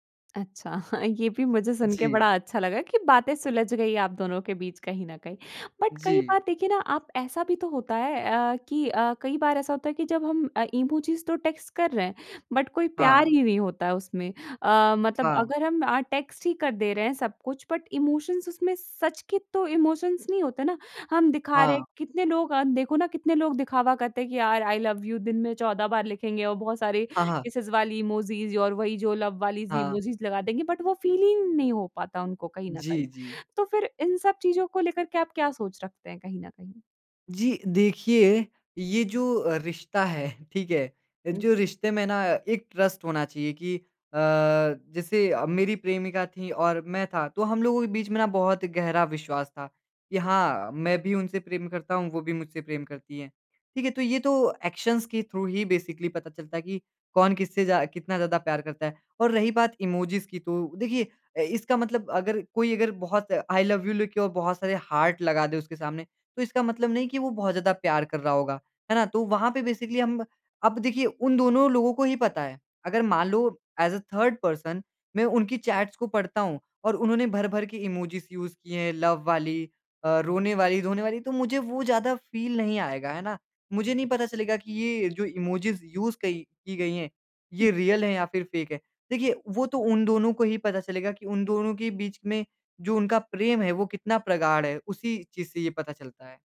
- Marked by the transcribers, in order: chuckle; in English: "बट"; in English: "इमोजीज़"; in English: "टेक्स्ट"; in English: "बट"; in English: "टेक्स्ट"; in English: "बट इमोशंस"; in English: "इमोशंस"; in English: "आई लव यू"; in English: "किसेज़"; in English: "इमोजीज़"; in English: "लव"; in English: "इमोजीज़"; in English: "बट"; in English: "फ़ील"; in English: "ट्रस्ट"; other background noise; other noise; in English: "एक्शन्स"; in English: "थ्रू"; in English: "बेसिकली"; in English: "इमोजीज़"; in English: "आई लव यू"; in English: "हार्ट"; in English: "बेसिकली"; in English: "ऐज़ अ, थर्ड पर्सन"; in English: "चैट्स"; in English: "इमोजीज़ यूज़"; in English: "लव"; in English: "फ़ील"; in English: "इमोजीज़ यूज़"; in English: "रियल"; in English: "फ़ेक"
- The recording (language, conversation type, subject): Hindi, podcast, वॉइस नोट और टेक्स्ट — तुम किसे कब चुनते हो?